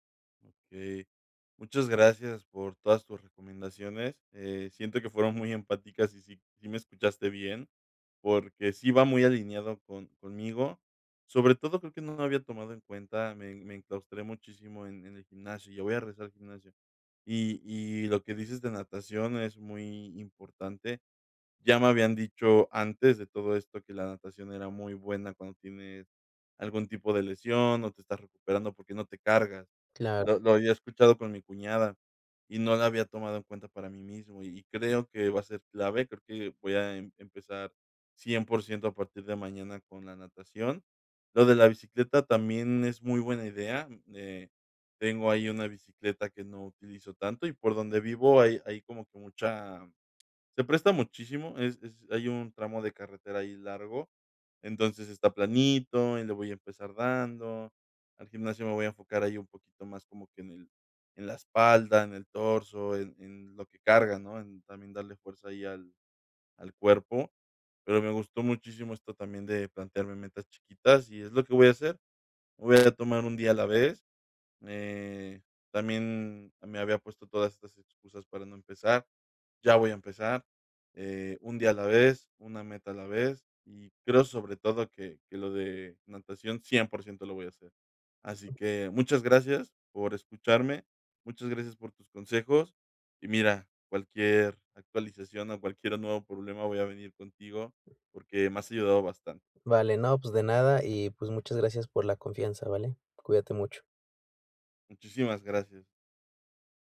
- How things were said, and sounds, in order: other background noise
- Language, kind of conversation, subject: Spanish, advice, ¿Cómo puedo retomar mis hábitos después de un retroceso?